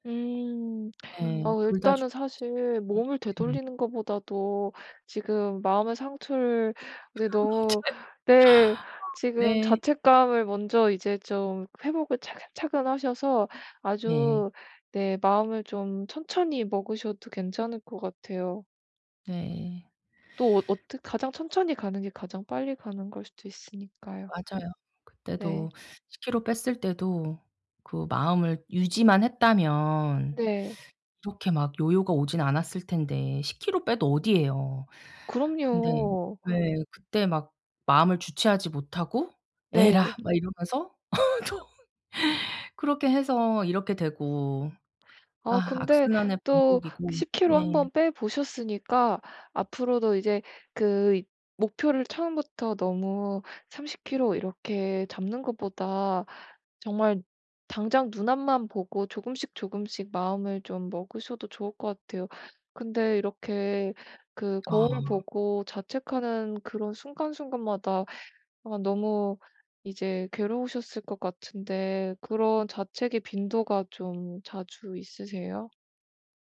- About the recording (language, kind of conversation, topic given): Korean, advice, 엄격한 다이어트 후 요요가 왔을 때 자책을 줄이려면 어떻게 해야 하나요?
- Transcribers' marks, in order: background speech; unintelligible speech; laughing while speaking: "아 맞아요"; tapping; teeth sucking; teeth sucking; laugh; laughing while speaking: "또"; other background noise